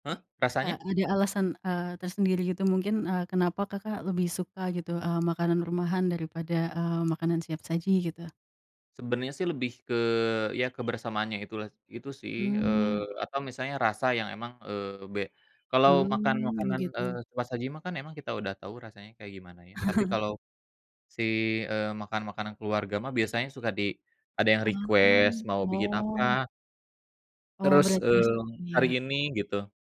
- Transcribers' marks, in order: tapping; other background noise; chuckle; in English: "request"; unintelligible speech
- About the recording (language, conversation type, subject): Indonesian, unstructured, Apakah kamu setuju bahwa makanan cepat saji merusak budaya makan bersama keluarga?